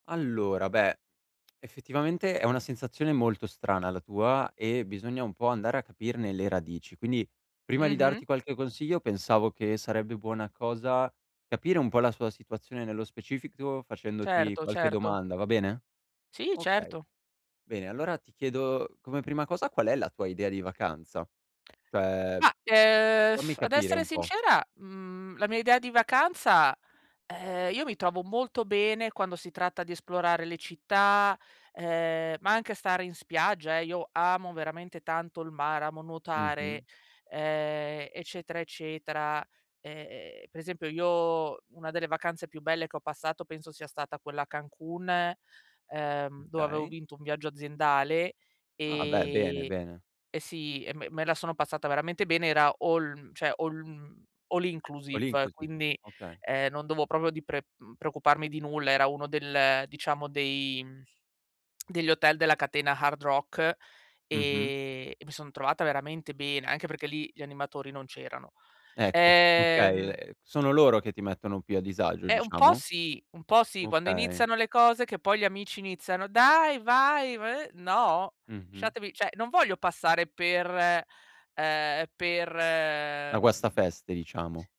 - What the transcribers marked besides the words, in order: tapping; "specifico" said as "specificto"; lip trill; "Okay" said as "kay"; in English: "all"; in English: "all"; in English: "all inclusive"; in English: "All inclusive"; "proprio" said as "propo"; lip smack; "lasciatevi" said as "sciatevi"; "cioè" said as "ceh"
- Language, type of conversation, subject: Italian, advice, Perché mi sento a disagio quando vado in vacanza?